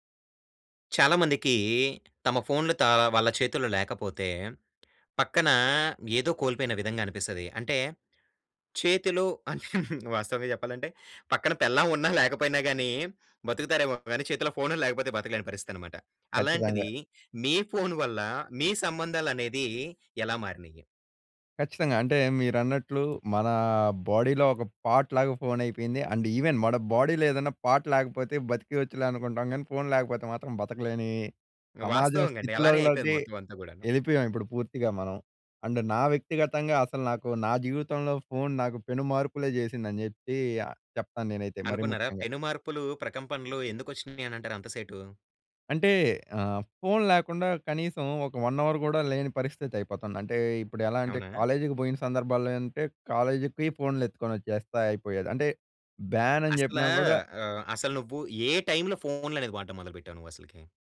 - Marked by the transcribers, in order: tapping; chuckle; in English: "బాడీలో"; in English: "పార్ట్"; in English: "అండ్ ఈవెన్"; in English: "బాడీలో"; in English: "పార్ట్"; "స్థితిలోకి" said as "స్థితిల‌వ్‌లోకి"; in English: "అండ్"; in English: "వన్ అవర్"; in English: "కాలేజ్‌కి"; in English: "కాలేజ్‌కి"; in English: "బ్యాన్"
- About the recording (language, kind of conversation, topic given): Telugu, podcast, మీ ఫోన్ వల్ల మీ సంబంధాలు ఎలా మారాయి?